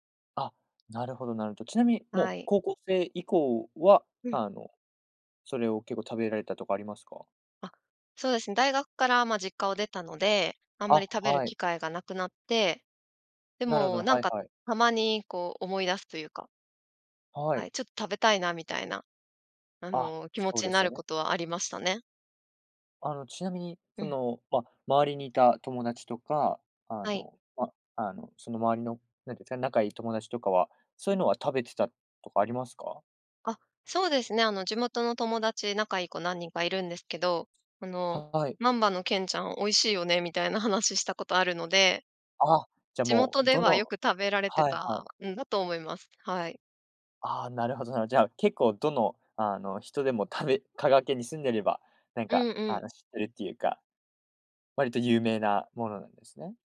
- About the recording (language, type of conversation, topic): Japanese, podcast, おばあちゃんのレシピにはどんな思い出がありますか？
- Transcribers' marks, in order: other noise; other background noise